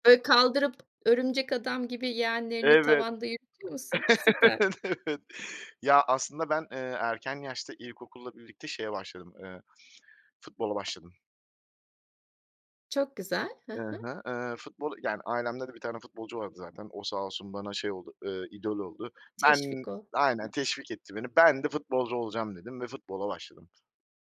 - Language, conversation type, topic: Turkish, podcast, Egzersizi günlük rutine nasıl dahil ediyorsun?
- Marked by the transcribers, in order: laugh; laughing while speaking: "Evet"; other background noise